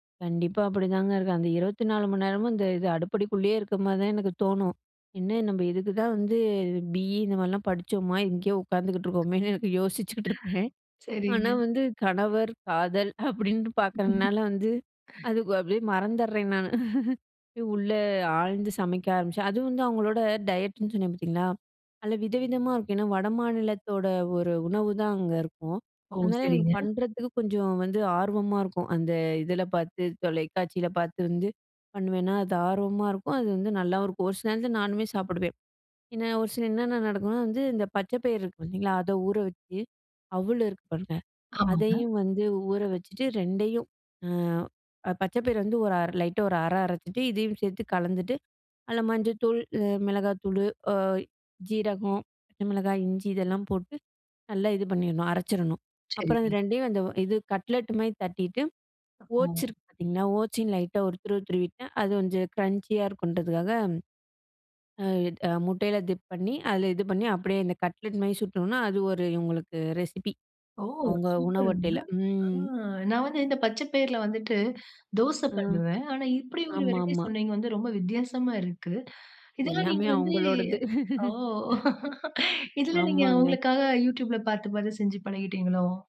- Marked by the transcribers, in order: other background noise; laughing while speaking: "காதல் அப்டின்னுட்டு பாக்குறதுனால வந்து"; chuckle; in English: "டயட்டுன்னு"; in English: "கட்லெட்"; in English: "ஓட்ஸ்"; in English: "ஓட்ஸையும்"; in English: "க்ரஞ்சியா"; in English: "டிப்"; in English: "கட்லெட்"; in English: "ரெசிபி"; in English: "வெரைட்டீ"; chuckle
- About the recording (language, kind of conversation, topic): Tamil, podcast, வீடுகளில் உணவுப் பொருள் வீணாக்கத்தை குறைக்க எளிய வழிகள் என்ன?